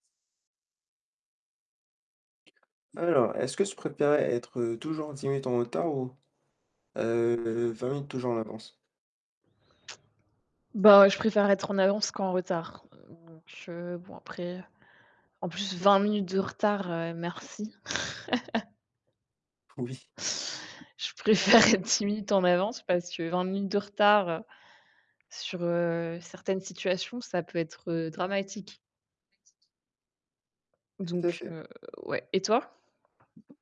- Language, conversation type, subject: French, unstructured, Préféreriez-vous être toujours dix minutes en avance ou toujours vingt minutes en retard ?
- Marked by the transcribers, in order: static; other background noise; distorted speech; tapping; chuckle; laughing while speaking: "Je préfère"